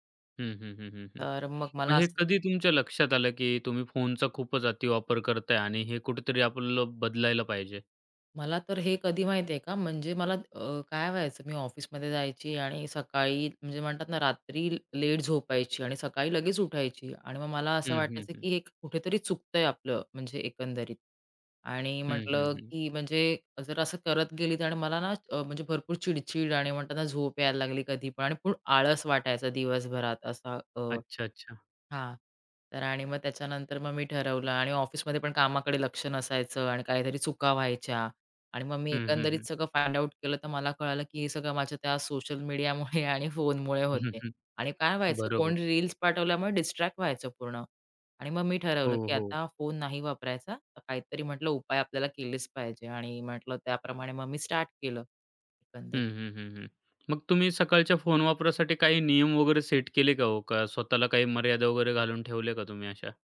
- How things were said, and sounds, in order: other background noise; tapping; in English: "फाइंड आउट"; laughing while speaking: "मीडियामुळे आणि फोनमुळे होते आहे"
- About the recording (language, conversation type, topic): Marathi, podcast, सकाळी तुम्ही फोन आणि समाजमाध्यमांचा वापर कसा आणि कोणत्या नियमांनुसार करता?